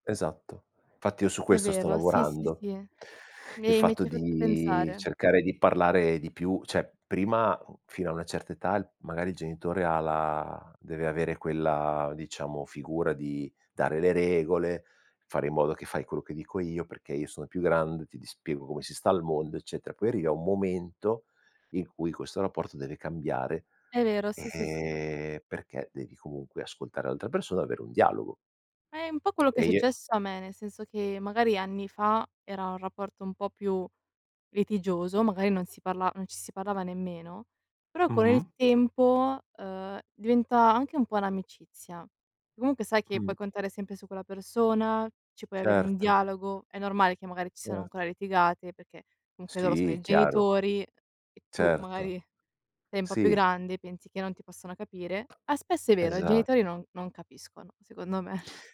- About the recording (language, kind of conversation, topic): Italian, unstructured, Come si può mantenere la calma durante una discussione accesa?
- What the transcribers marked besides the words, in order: drawn out: "di"; "cioè" said as "ceh"; tapping; drawn out: "e"